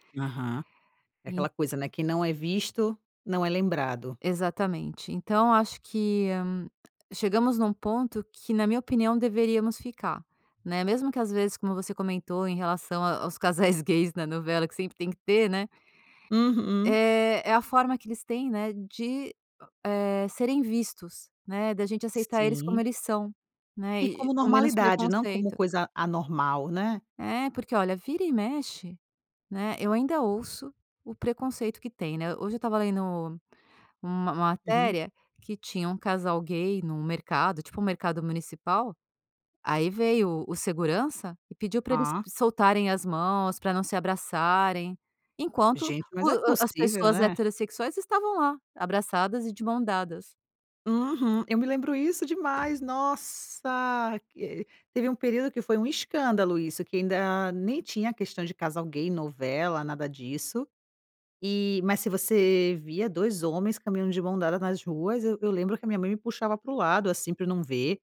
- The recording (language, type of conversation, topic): Portuguese, podcast, Como a representatividade na mídia impacta a sociedade?
- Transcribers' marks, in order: tapping